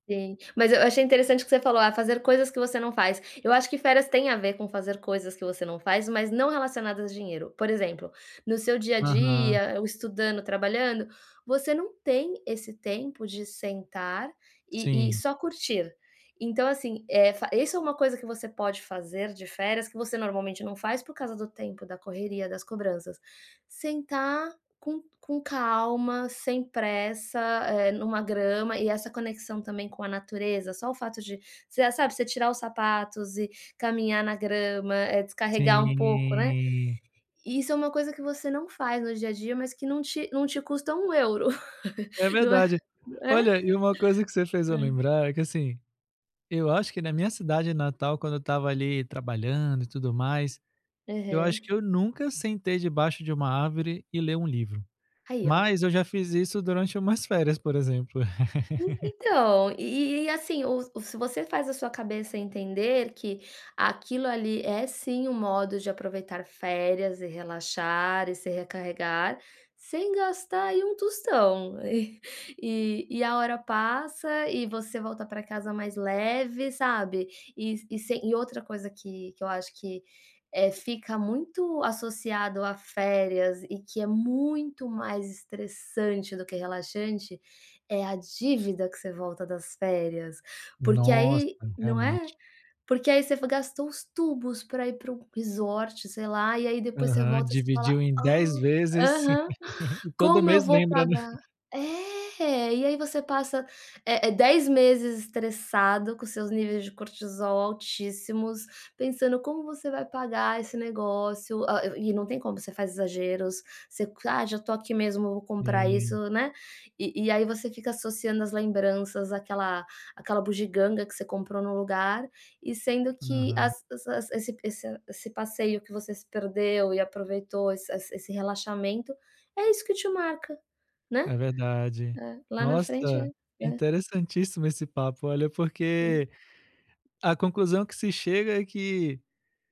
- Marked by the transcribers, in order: tapping; drawn out: "Sim"; chuckle; laugh; in English: "resort"; laugh; chuckle; other background noise
- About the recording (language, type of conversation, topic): Portuguese, advice, Como posso aproveitar ao máximo minhas férias curtas e limitadas?